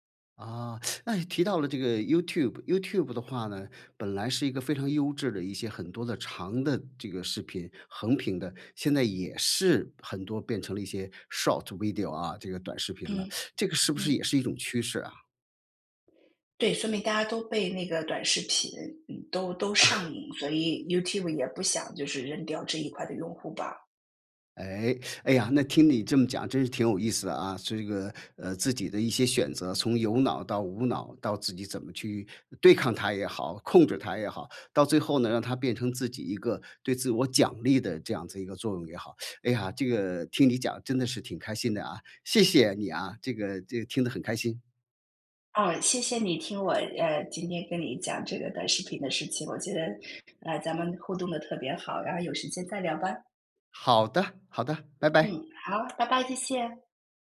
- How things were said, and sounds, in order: teeth sucking; in English: "short video"; teeth sucking; chuckle; teeth sucking; other background noise; teeth sucking
- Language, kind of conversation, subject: Chinese, podcast, 你会如何控制刷短视频的时间？
- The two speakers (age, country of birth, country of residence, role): 45-49, China, United States, guest; 55-59, China, United States, host